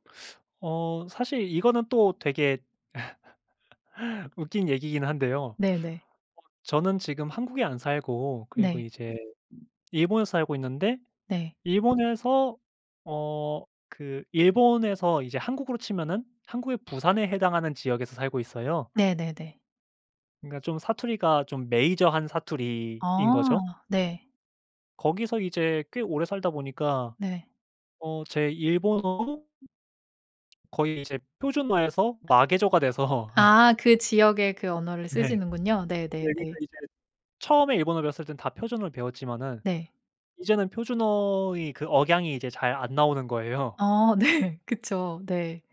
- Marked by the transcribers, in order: laugh; other background noise; tapping; laughing while speaking: "돼서"; laugh; laugh; laughing while speaking: "네"
- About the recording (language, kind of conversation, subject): Korean, podcast, 사투리나 말투가 당신에게 어떤 의미인가요?